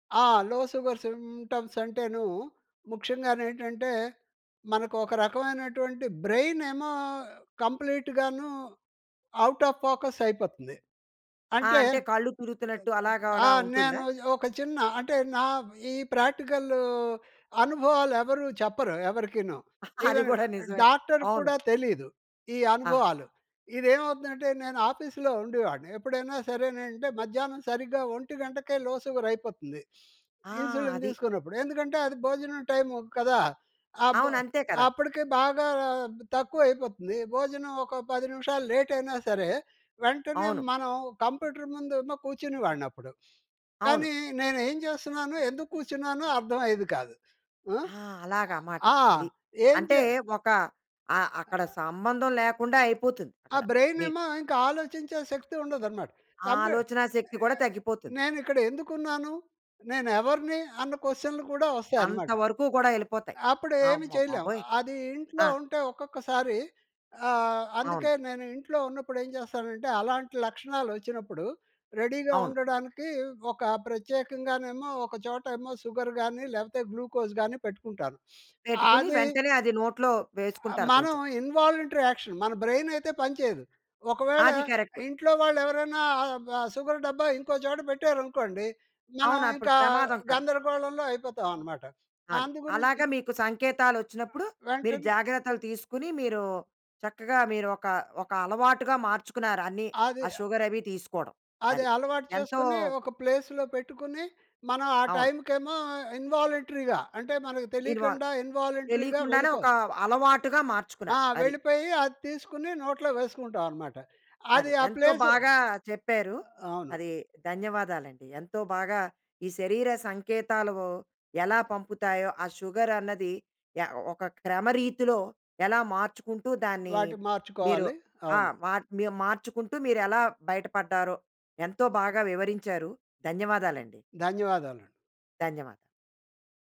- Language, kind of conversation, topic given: Telugu, podcast, శరీర సంకేతాలను గుర్తించేందుకు మీరు పాటించే సాధారణ అలవాటు ఏమిటి?
- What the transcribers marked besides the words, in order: in English: "లో"; in English: "సింప్టమ్స్"; in English: "బ్రెయిన్"; in English: "కంప్లీట్"; in English: "ఔట్ ఆఫ్ ఫోకస్"; other noise; in English: "ప్రాక్టికల్"; in English: "ఈవెన్"; laugh; in English: "ఆఫీస్‌లో"; in English: "లో"; in English: "ఇన్సులిన్"; in English: "లేట్"; in English: "బ్రైన్"; in English: "రెడీగా"; in English: "గ్లూకోజ్"; in English: "ఇన్‌వాలంట్రీ యాక్షన్"; in English: "బ్రైన్"; in English: "కరక్ట్"; in English: "ప్లేస్‌లో"; in English: "ఇన్‌వాలంట్రీగా"; in English: "ఇన్వాల్వ్"; in English: "ఇన్‌వాలంట్రీగా"; in English: "ప్లేస్"; in English: "షుగర్"